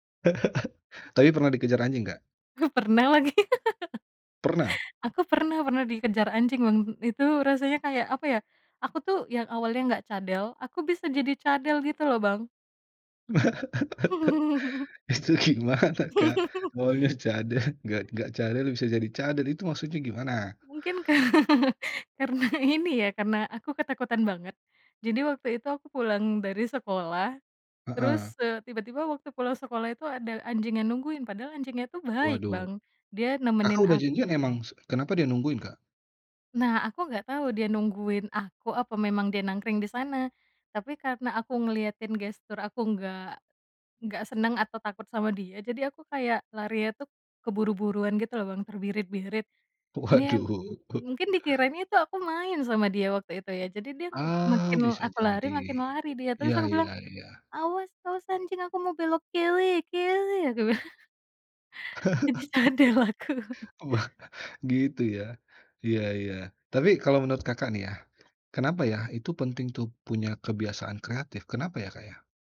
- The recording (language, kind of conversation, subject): Indonesian, podcast, Bagaimana proses kamu membangun kebiasaan kreatif baru?
- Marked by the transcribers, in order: laugh; laugh; laugh; laughing while speaking: "Itu gimana, Kak? Maunya cadel"; chuckle; laugh; laughing while speaking: "ka karena ini ya"; laughing while speaking: "Waduh"; chuckle; laugh; unintelligible speech; laughing while speaking: "bilang. Jadi cadel aku"; laugh